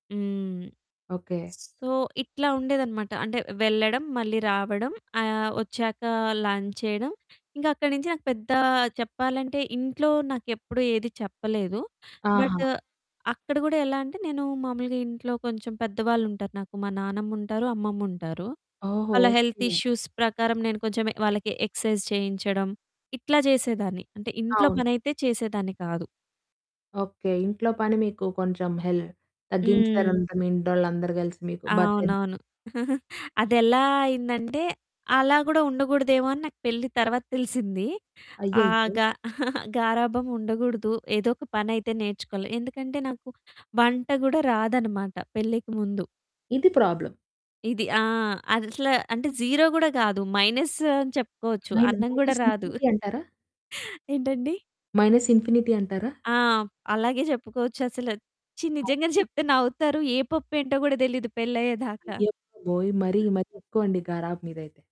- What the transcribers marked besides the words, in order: in English: "సో"; in English: "లంచ్"; in English: "బట్"; in English: "హెల్త్ ఇష్యూస్"; in English: "ఎక్సర్సైజ్"; in English: "బర్డెన్"; chuckle; chuckle; in English: "ప్రాబ్లమ్"; in English: "జీరో"; in English: "మైనస్"; in English: "మైన మైనస్ ఇన్ఫినిటీ"; distorted speech; chuckle; in English: "మైనస్ ఇన్ఫినిటీ"; other background noise
- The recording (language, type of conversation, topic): Telugu, podcast, పని, వ్యక్తిగత జీవితం సమతుల్యంగా ఉండేందుకు మీరు పాటించే నియమాలు ఏమిటి?